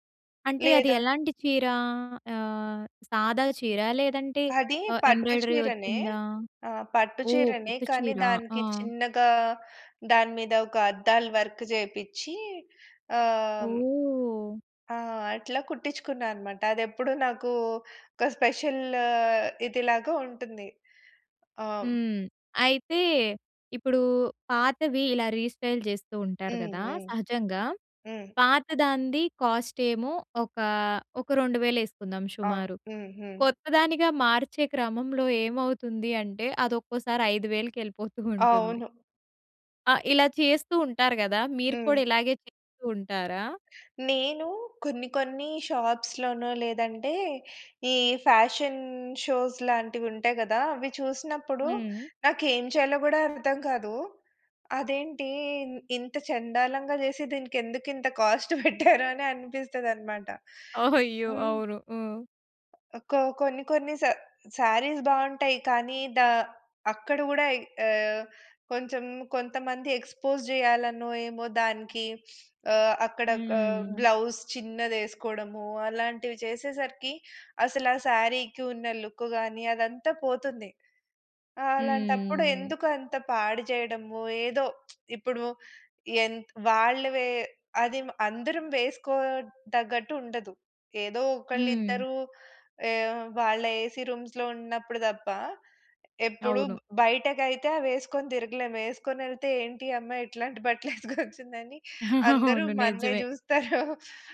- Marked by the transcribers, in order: drawn out: "చీరా?"; in English: "ఎంబ్రాయిడరీ"; in English: "వర్క్"; drawn out: "ఓహ్!"; drawn out: "స్పెషల్ల్"; in English: "స్పెషల్ల్"; in English: "రీస్టైల్"; in English: "షాప్స్‌లోనో"; in English: "ఫ్యాషన్ షోస్"; laughing while speaking: "కాస్ట్ పెట్టారా అని అనిపిస్తదనమాట"; in English: "కాస్ట్"; tapping; in English: "శ శారీస్"; in English: "ఎక్స్పోస్"; in English: "బ్లౌస్"; in English: "శారీకి"; in English: "లుక్"; lip smack; in English: "ఏసీ రూమ్స్‌లో"; laughing while speaking: "బట్టలేసుకొచ్చిందని"; laughing while speaking: "అవును"; laughing while speaking: "చూస్తారు"
- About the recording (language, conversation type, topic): Telugu, podcast, పాత దుస్తులను కొత్తగా మలచడం గురించి మీ అభిప్రాయం ఏమిటి?